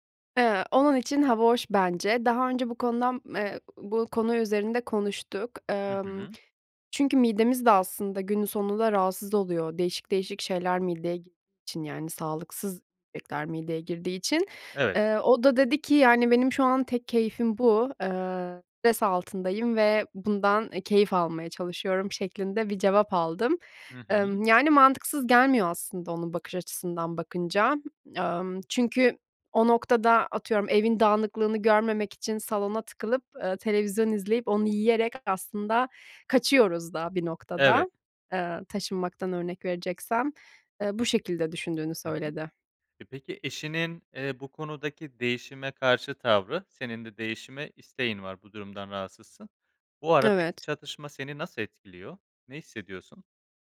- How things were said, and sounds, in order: other background noise
- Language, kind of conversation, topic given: Turkish, advice, Stresle başa çıkarken sağlıksız alışkanlıklara neden yöneliyorum?